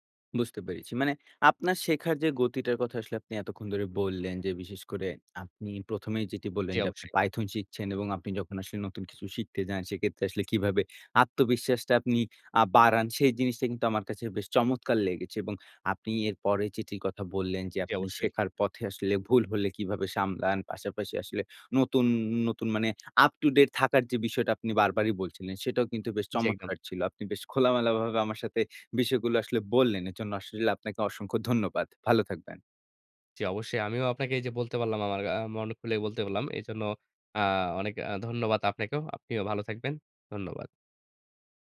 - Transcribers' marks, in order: in English: "python"; in English: "up to date"
- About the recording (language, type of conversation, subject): Bengali, podcast, নতুন কিছু শেখা শুরু করার ধাপগুলো কীভাবে ঠিক করেন?